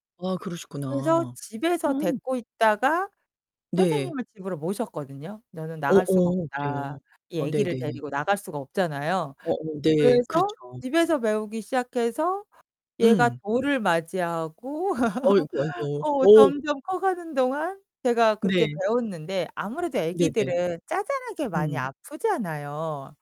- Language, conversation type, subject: Korean, podcast, 배운 내용을 적용해 본 특별한 프로젝트가 있나요?
- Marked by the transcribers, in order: distorted speech; laugh